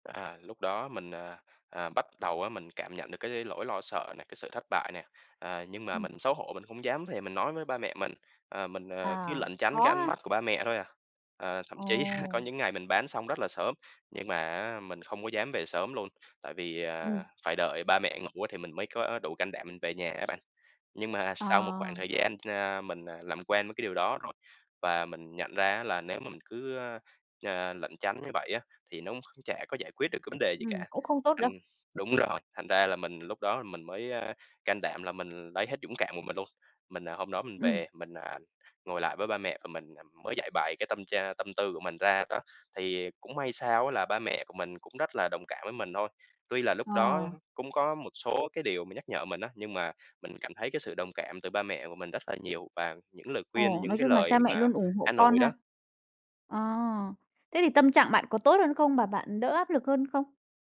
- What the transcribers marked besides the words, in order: tapping; other background noise
- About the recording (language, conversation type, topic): Vietnamese, podcast, Bạn thường bắt đầu lại ra sao sau khi vấp ngã?